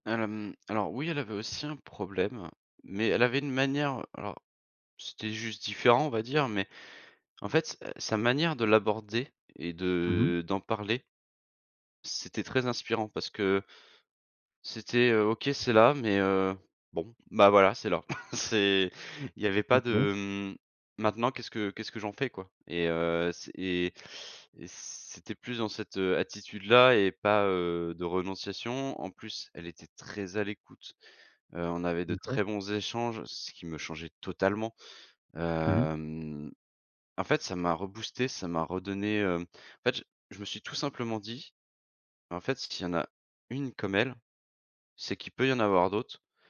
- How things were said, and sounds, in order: other background noise; tapping; chuckle; drawn out: "Hem"
- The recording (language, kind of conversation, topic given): French, podcast, Quelle rencontre t’a fait voir la vie autrement ?